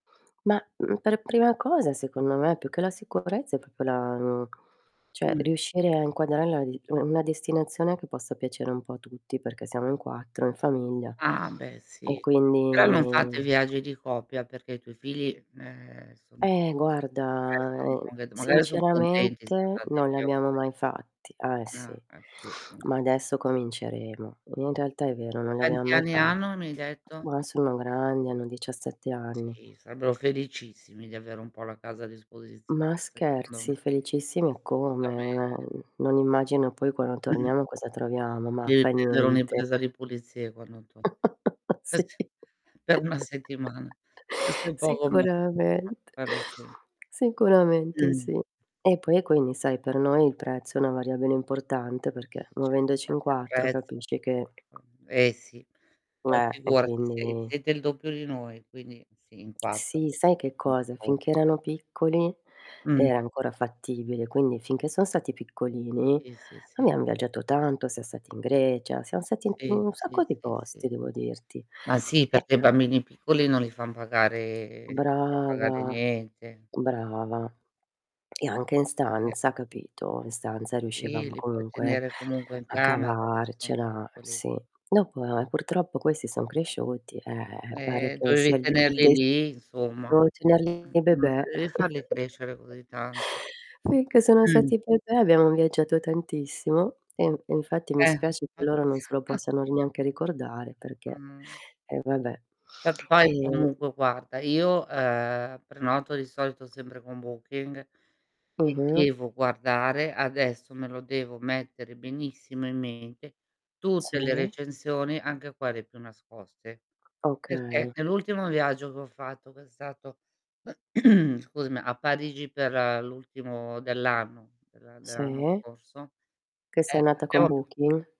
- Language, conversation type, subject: Italian, unstructured, Qual è la cosa più importante da considerare quando prenoti un viaggio?
- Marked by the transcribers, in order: other background noise; "proprio" said as "propio"; drawn out: "quindi"; tapping; drawn out: "guarda"; distorted speech; unintelligible speech; unintelligible speech; "Assolutamente" said as "solutamente"; laugh; laughing while speaking: "Sì"; laugh; chuckle; unintelligible speech; unintelligible speech; drawn out: "Brava"; unintelligible speech; chuckle; chuckle; throat clearing; other noise; chuckle; throat clearing